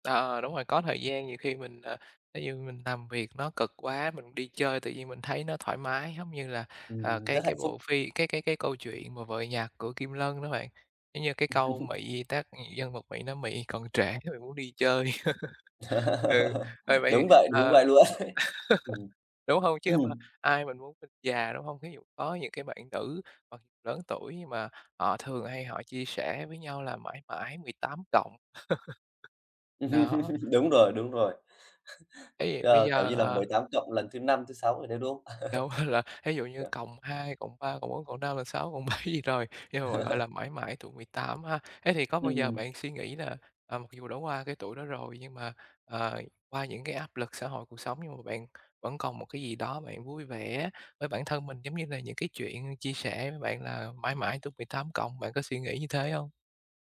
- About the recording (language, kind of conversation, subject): Vietnamese, podcast, Bạn phân biệt mong muốn thật sự của mình với áp lực xã hội như thế nào?
- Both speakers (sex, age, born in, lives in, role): male, 25-29, Vietnam, Vietnam, guest; other, 60-64, Vietnam, Vietnam, host
- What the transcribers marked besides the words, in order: tapping; laugh; laugh; laugh; laughing while speaking: "ấy"; laugh; throat clearing; laugh; chuckle; laughing while speaking: "Đâu là"; laugh; laughing while speaking: "cộng bảy"; laugh